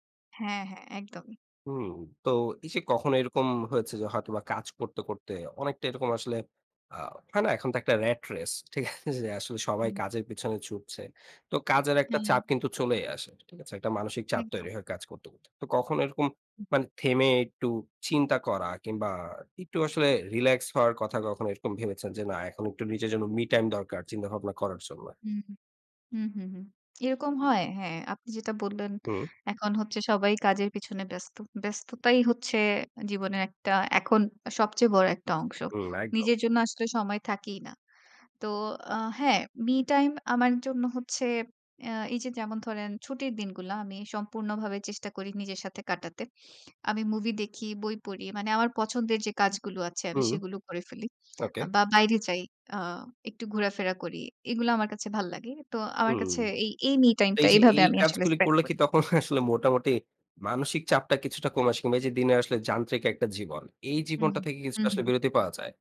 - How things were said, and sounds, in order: laughing while speaking: "ঠিক আছে যে"; other background noise; tapping; sniff; laughing while speaking: "আসলে"
- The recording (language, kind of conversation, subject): Bengali, podcast, মাইন্ডফুলনেস জীবনে আনতে প্রথমে কী করা উচিত?